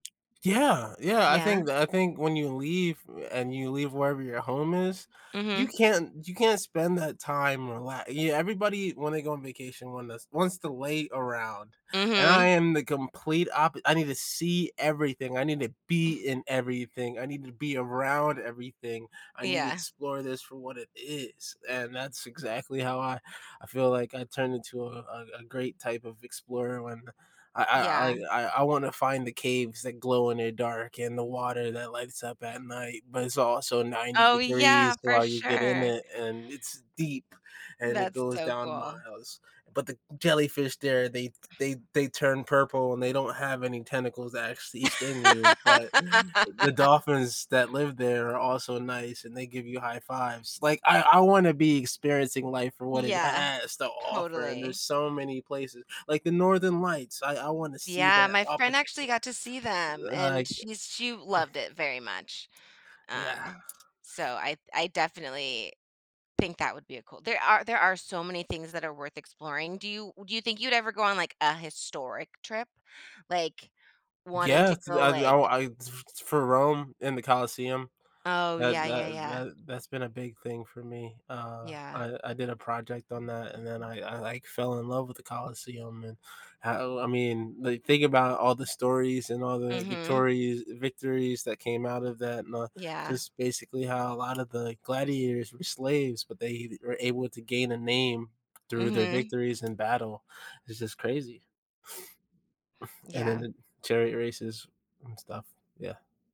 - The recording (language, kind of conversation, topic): English, unstructured, How do you like to discover new places when visiting a city?
- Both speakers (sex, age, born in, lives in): female, 35-39, United States, United States; male, 30-34, United States, United States
- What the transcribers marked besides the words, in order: other background noise; other noise; laugh; tapping; unintelligible speech